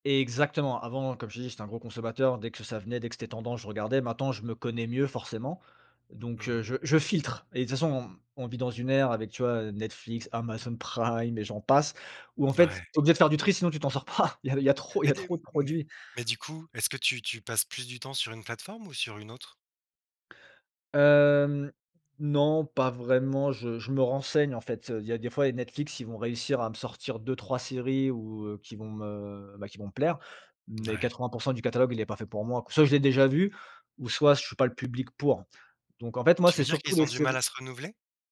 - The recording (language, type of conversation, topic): French, podcast, Que penses-tu du phénomène des spoilers et comment tu gères ça ?
- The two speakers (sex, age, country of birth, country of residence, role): male, 35-39, France, France, guest; male, 35-39, France, France, host
- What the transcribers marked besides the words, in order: laughing while speaking: "Prime"; laughing while speaking: "pas"; drawn out: "Hem"; tapping